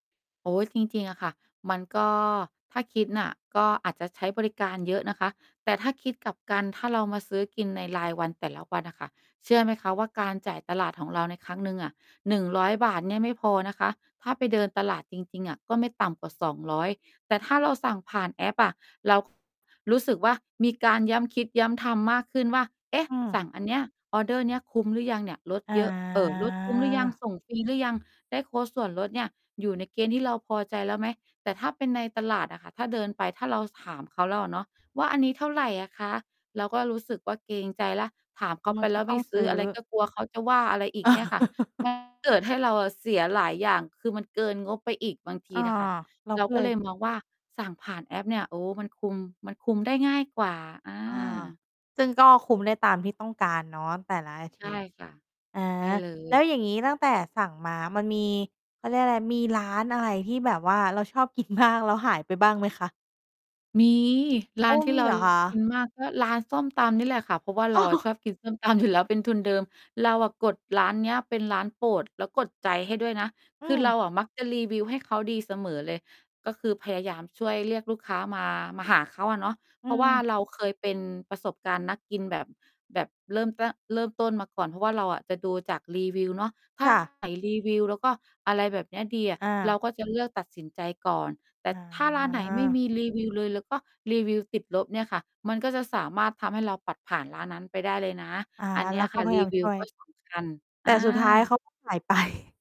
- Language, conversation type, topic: Thai, podcast, แอปสั่งอาหารเดลิเวอรี่ส่งผลให้พฤติกรรมการกินของคุณเปลี่ยนไปอย่างไรบ้าง?
- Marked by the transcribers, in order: tapping; other background noise; drawn out: "อา"; distorted speech; laugh; laughing while speaking: "กินมาก"; laugh; laughing while speaking: "อยู่แล้ว"; laughing while speaking: "ไป"